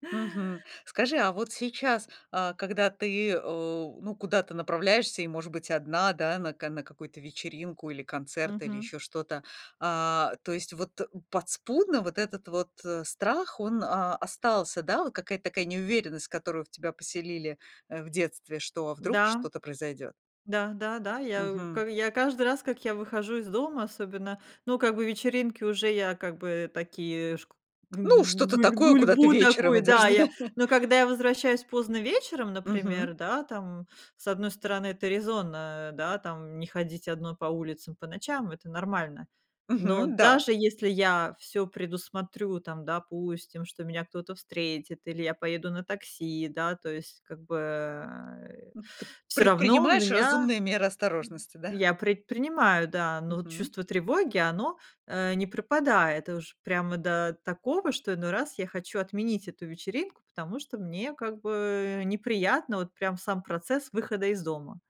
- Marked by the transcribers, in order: tapping; laughing while speaking: "да?"
- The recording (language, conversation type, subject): Russian, podcast, Как реагировать на манипуляции родственников?